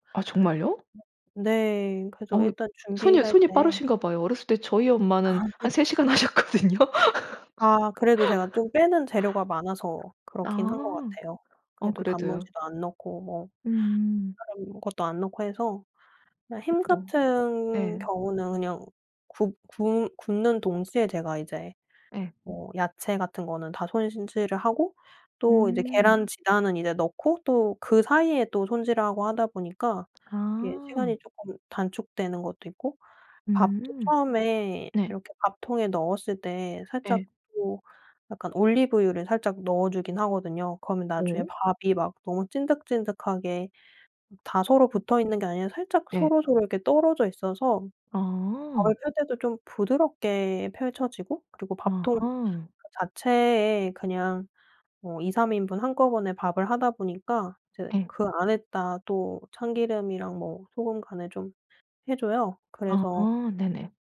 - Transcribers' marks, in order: other background noise; laughing while speaking: "아"; laughing while speaking: "하셨거든요"; laugh
- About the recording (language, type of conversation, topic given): Korean, podcast, 음식으로 자신의 문화를 소개해 본 적이 있나요?